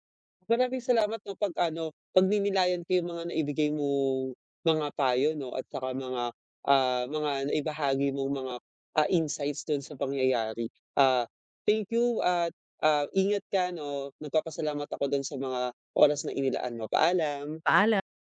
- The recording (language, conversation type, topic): Filipino, advice, Paano ko maihahanay ang aking mga ginagawa sa aking mga paniniwala?
- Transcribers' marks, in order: other background noise